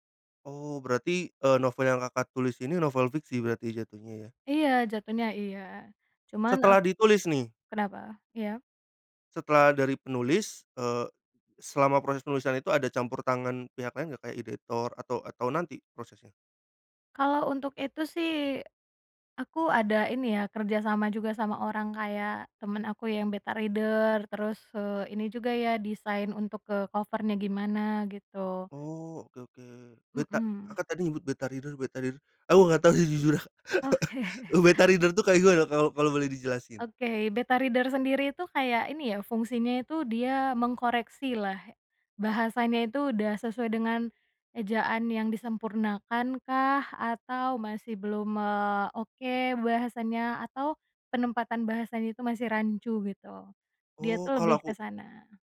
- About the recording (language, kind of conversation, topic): Indonesian, podcast, Apa rasanya saat kamu menerima komentar pertama tentang karya kamu?
- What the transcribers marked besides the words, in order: tapping; in English: "beta reader"; in English: "cover-nya"; in English: "beta reader beta reader"; chuckle; in English: "beta reader"; laughing while speaking: "Oke"; in English: "beta reader"